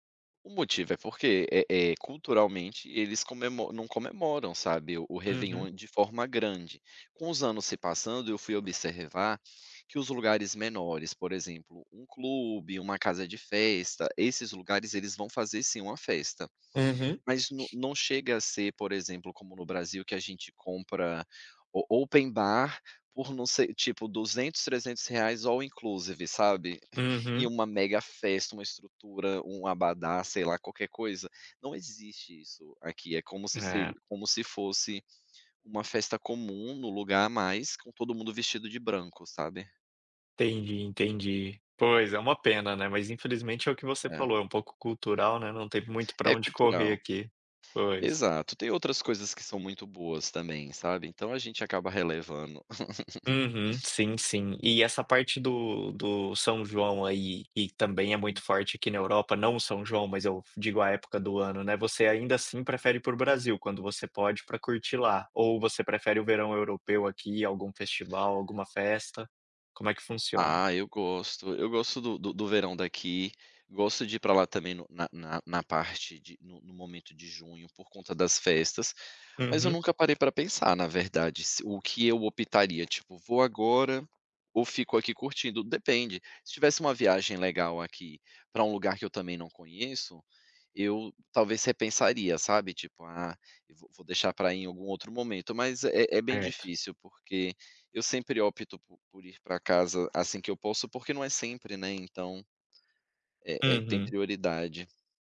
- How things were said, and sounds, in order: sniff; in English: "all inclusive"; laugh
- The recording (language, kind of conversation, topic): Portuguese, podcast, Qual festa ou tradição mais conecta você à sua identidade?